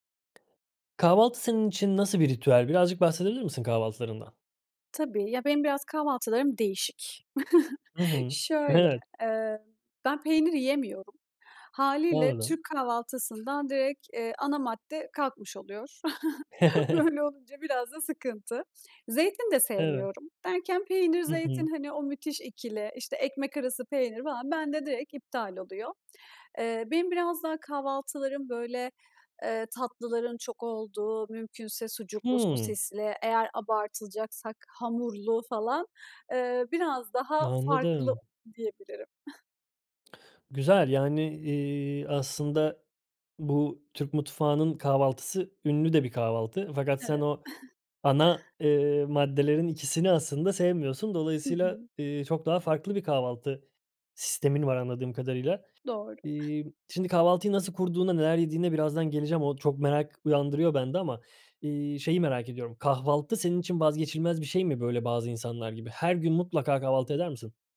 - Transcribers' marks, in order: other background noise; chuckle; chuckle; chuckle; chuckle
- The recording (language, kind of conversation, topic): Turkish, podcast, Kahvaltı senin için nasıl bir ritüel, anlatır mısın?